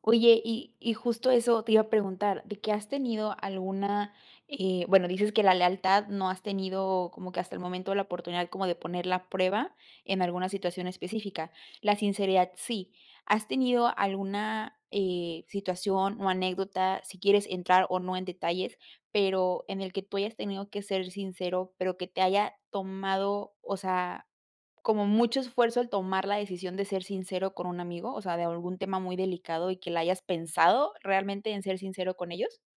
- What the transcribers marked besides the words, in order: none
- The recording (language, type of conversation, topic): Spanish, podcast, ¿Qué valoras más en tus amigos: la lealtad o la sinceridad?